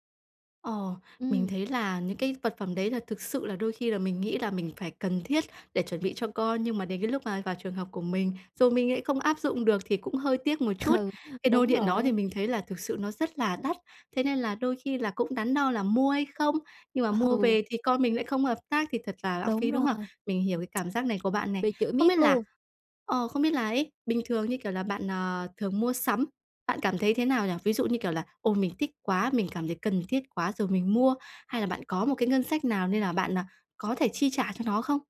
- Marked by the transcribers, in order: tapping; laughing while speaking: "Ừ"; laughing while speaking: "Ừ"; tsk; other background noise
- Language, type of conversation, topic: Vietnamese, advice, Làm thế nào tôi có thể chống lại xu hướng tiêu dùng hiện nay?